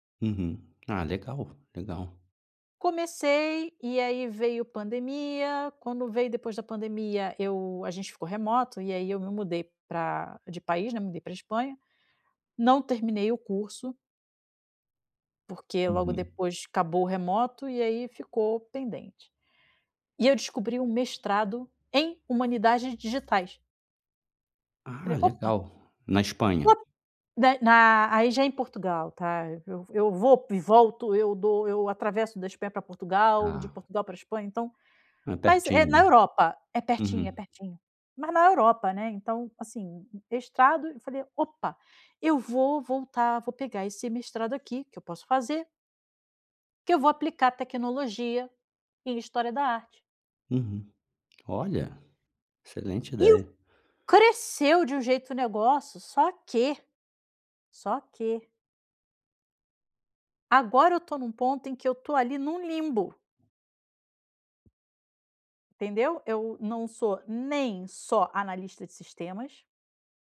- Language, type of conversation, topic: Portuguese, advice, Como posso trocar de carreira sem garantias?
- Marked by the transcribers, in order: none